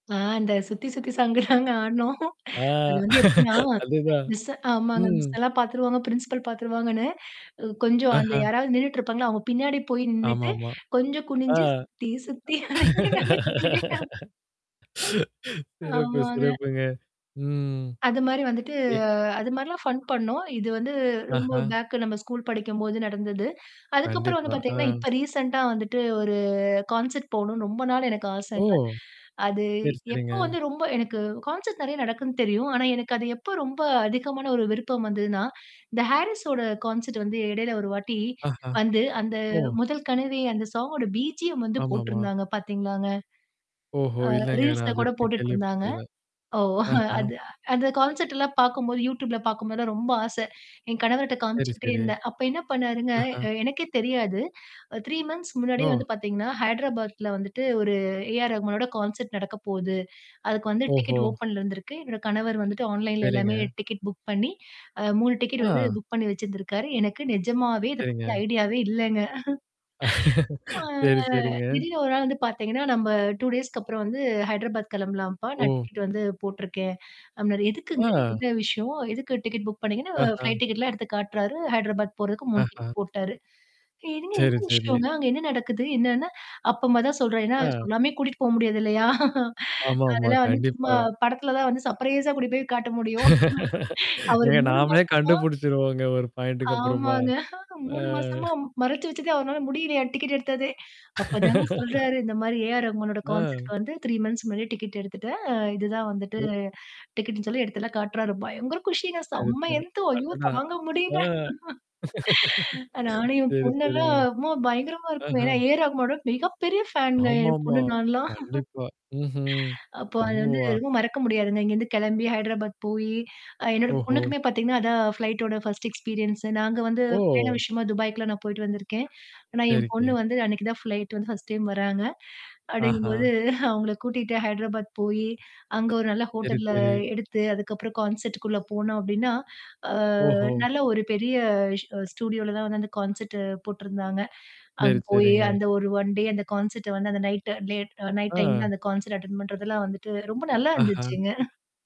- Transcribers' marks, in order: static; laughing while speaking: "சாங்குதாங்க ஆடுனோம்"; in English: "சாங்குதாங்க"; laughing while speaking: "ஆ. அதுதான். ம்"; tapping; in English: "பிரின்சிபல்"; distorted speech; laughing while speaking: "ஆ. சிறப்பு, சிறப்புங்க"; other noise; laughing while speaking: "சுத்தி, சுத்தி நாங்க சுத்திட்டே அ. ஆமாங்க"; in English: "ஃபன்"; in English: "பேக்கு"; in English: "ரீசென்ண்டா"; in English: "கான்செர்ட்"; in English: "கான்செர்ட்"; in English: "கான்செர்ட்"; in English: "பீஜியம்"; in English: "ரீல்ஸ்ல"; other background noise; laughing while speaking: "ஓ! அது"; in English: "கான்செல்ட்லாம்"; in English: "மந்த்த்ஸ்"; in English: "கான்செர்ட்"; in English: "டிக்கெட் ஓப்பன்ல"; in English: "ஆன்லைன்ல"; in English: "புக்"; laughing while speaking: "எனக்கு நிஜமாவே இத பத்தி ஐடியாவே இல்லங்க. அ. ஆ திடீர்னு"; in English: "ஐடியாவே"; laughing while speaking: "சரி, சரிங்க"; in English: "டேஸ்க்கு"; surprised: "ஆ"; in English: "டிக்கெட் புக்"; in English: "ஃப்ளைட் டிக்கெட்லாம்"; "அப்பதான்" said as "அப்பம்மா"; laughing while speaking: "முடியாது இல்லயா! அதெல்லாம் வந்து சும்மா … போய் காட்ட முடியும்"; in English: "சர்ப்ரைஸா"; laughing while speaking: "ஏங்க நாமளே கண்டுபிடிச்சுருவோங்க, ஒரு பாயிண்ட்டக்கு அப்பறமா. ஆ"; in English: "பாயிண்ட்டக்கு"; laughing while speaking: "ஆமாங்க"; laugh; in English: "கான்செர்ட்"; in English: "மந்த்ஸ்"; joyful: "காட்டு்றாரு. பயங்கர குஷிங்க. செம்ம என்து … என் பொண்ணு, நான்லாம்"; in English: "என்து"; laughing while speaking: "அடடா! ஆ. சரி, சரிங்க. ஆஹா!"; in English: "ஃபேன்ங்க"; unintelligible speech; in English: "எக்ஸ்பீரியன்ஸ்"; in English: "ஃபர்ஸ்ட் டைம்"; laughing while speaking: "அவுங்கள"; in English: "கான்செர்ட்குள்ள"; in English: "ஸ்டுடியோல"; in English: "கான்செர்ட்"; in English: "டே"; in English: "கான்செர்ட்"; in English: "நைட் லேட் நைட் டைம்ல"; in English: "கான்செர்ட் அட்டெண்ட்"; laughing while speaking: "நல்லா இருந்துச்சுங்க"
- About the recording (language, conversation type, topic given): Tamil, podcast, கச்சேரி தொடங்குவதற்கு முன் உங்கள் எதிர்பார்ப்புகள் எப்படியிருந்தன, கச்சேரி முடிவில் அவை எப்படியிருந்தன?